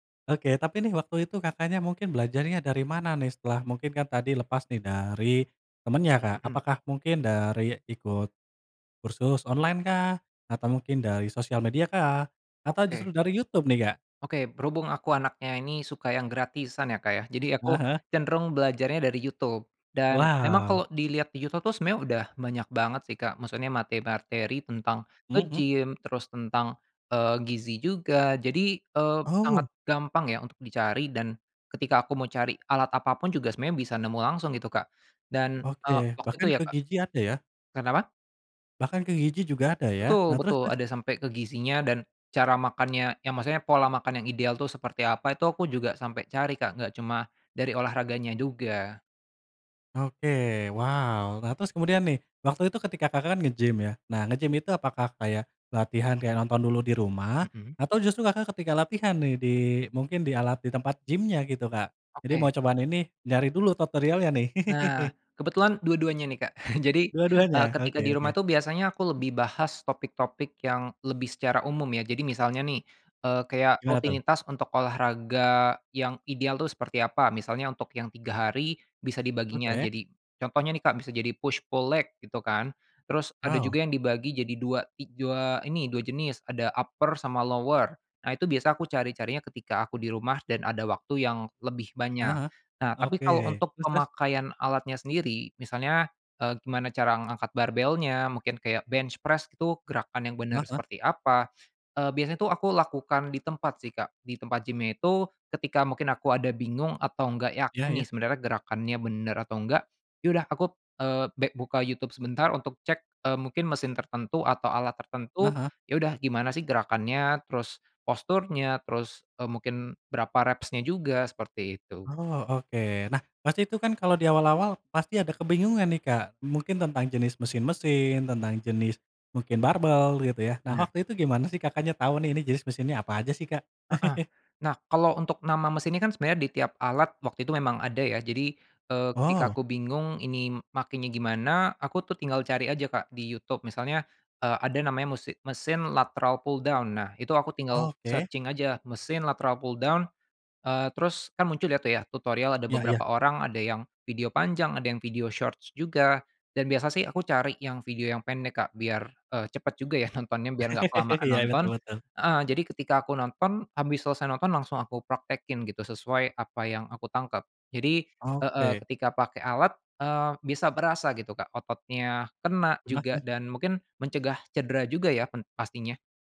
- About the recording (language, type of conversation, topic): Indonesian, podcast, Pernah nggak belajar otodidak, ceritain dong?
- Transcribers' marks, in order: laugh; chuckle; in English: "push pull leg"; in English: "upper"; in English: "lower"; in English: "bench press"; in English: "reps-nya"; other background noise; chuckle; in English: "pull down"; in English: "searching"; in English: "pull down"; in English: "video shorts"; laugh